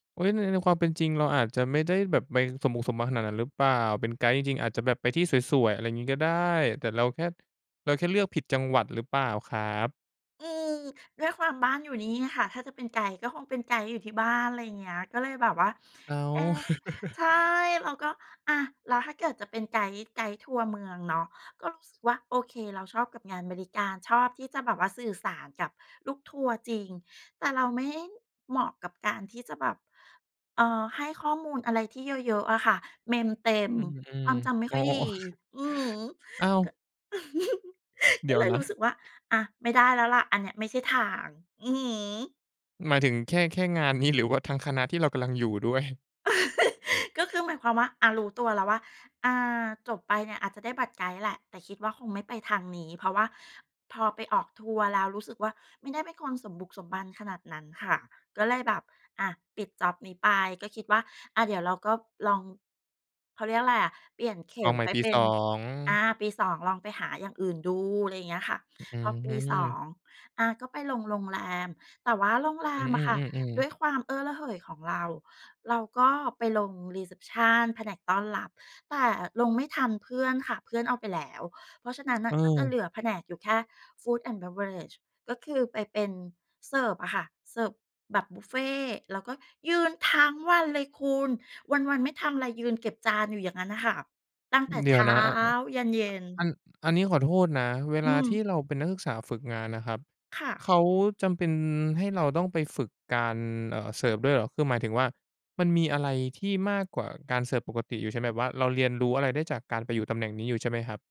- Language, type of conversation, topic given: Thai, podcast, เล่าเหตุการณ์อะไรที่ทำให้คุณรู้สึกว่างานนี้ใช่สำหรับคุณ?
- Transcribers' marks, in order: chuckle; chuckle; chuckle; in English: "รีเซปชัน"; in English: "Food and Beverage"; stressed: "เช้า"